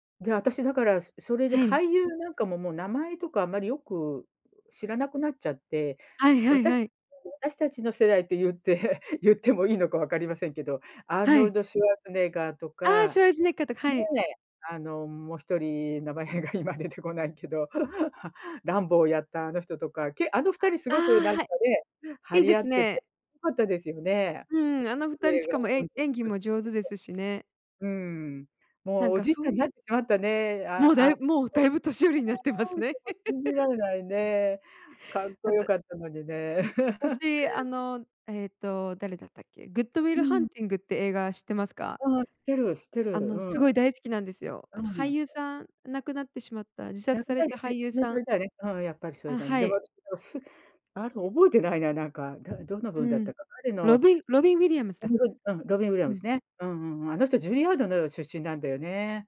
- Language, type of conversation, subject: Japanese, unstructured, 最近観た映画で、がっかりした作品はありますか？
- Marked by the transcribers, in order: laughing while speaking: "名前が今出てこないけど"; chuckle; unintelligible speech; laugh; unintelligible speech; chuckle; unintelligible speech; unintelligible speech; unintelligible speech